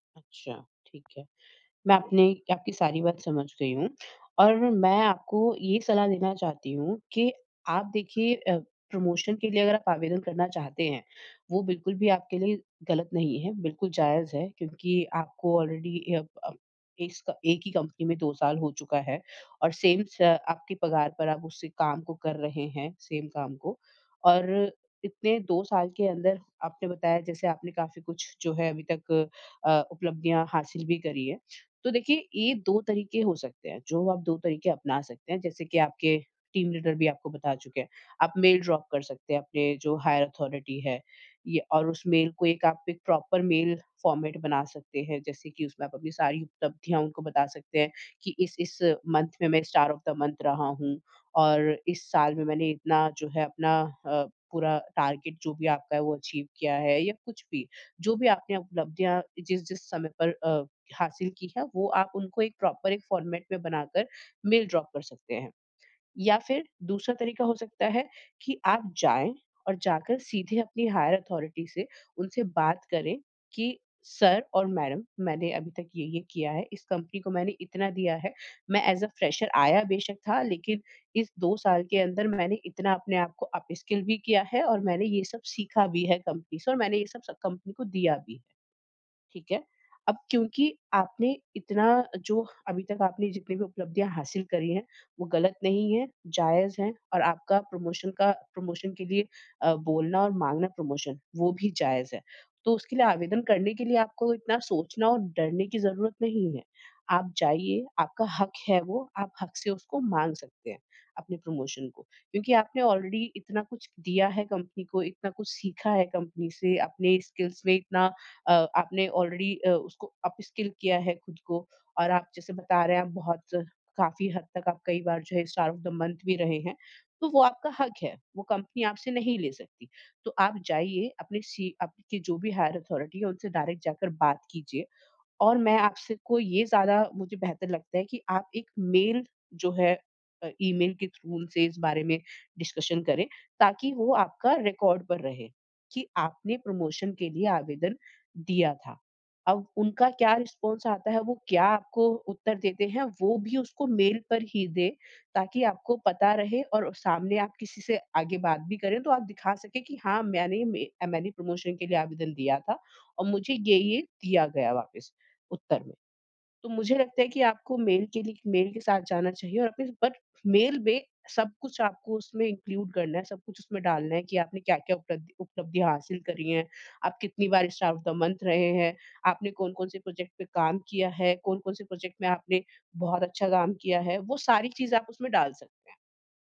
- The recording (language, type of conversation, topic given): Hindi, advice, प्रमोशन के लिए आवेदन करते समय आपको असुरक्षा क्यों महसूस होती है?
- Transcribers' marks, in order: in English: "प्रमोशन"; in English: "ऑलरेडी"; in English: "सेम"; in English: "सेम"; in English: "टीम लीडर"; in English: "ड्रॉप"; in English: "हायर अथॉरिटी"; in English: "प्रॉपर"; in English: "फ़ॉर्मेट"; in English: "मंथ"; in English: "स्टार ऑफ़ मंथ"; in English: "टारगेट"; in English: "अचीव"; in English: "प्रॉपर"; in English: "फ़ॉर्मेट"; in English: "ड्रॉप"; in English: "हायर अथॉरिटी"; in English: "सर"; in English: "मैडम"; in English: "ऐज़ अ फ्रेशर"; in English: "अपस्किल"; in English: "प्रमोशन"; in English: "प्रमोशन"; in English: "प्रमोशन"; in English: "प्रमोशन"; in English: "ऑलरेडी"; in English: "स्किल्स"; in English: "ऑलरेडी"; in English: "अपस्किल"; in English: "स्टार ऑफ़ मंथ"; in English: "हायर अथॉरिटी"; in English: "डायरेक्ट"; in English: "थ्रू"; in English: "डिस्कशन"; in English: "रिकॉर्ड"; in English: "प्रमोशन"; in English: "प्रमोशन"; in English: "बट"; in English: "इंक्लूड"; in English: "स्टार ऑफ़ मंथ"; in English: "प्रोजेक्ट"; in English: "प्रोजेक्ट"